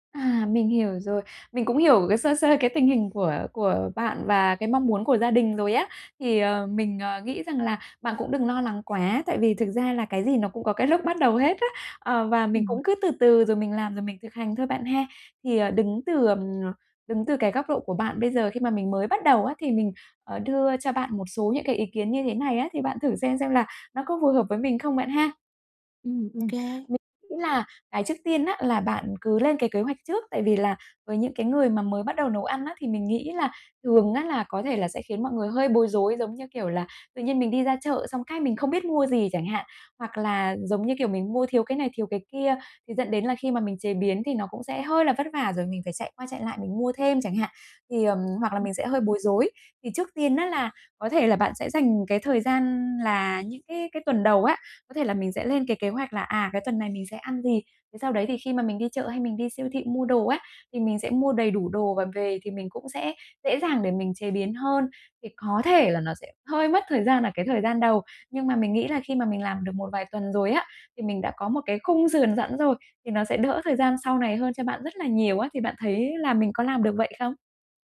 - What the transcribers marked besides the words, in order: other background noise; tapping; unintelligible speech; unintelligible speech
- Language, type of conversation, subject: Vietnamese, advice, Làm sao để cân bằng dinh dưỡng trong bữa ăn hằng ngày một cách đơn giản?